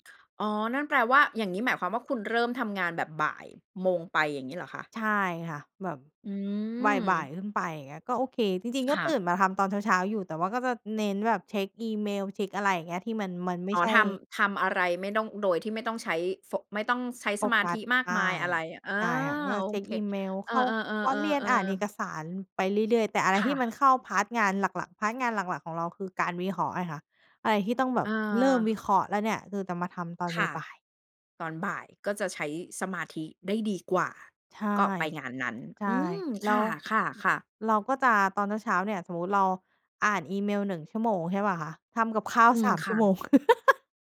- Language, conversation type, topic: Thai, podcast, เล่าให้ฟังหน่อยว่าคุณจัดสมดุลระหว่างงานกับชีวิตส่วนตัวยังไง?
- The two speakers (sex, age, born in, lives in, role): female, 30-34, Thailand, Thailand, guest; female, 40-44, Thailand, Thailand, host
- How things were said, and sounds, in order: in English: "พาร์ต"; in English: "พาร์ต"; laugh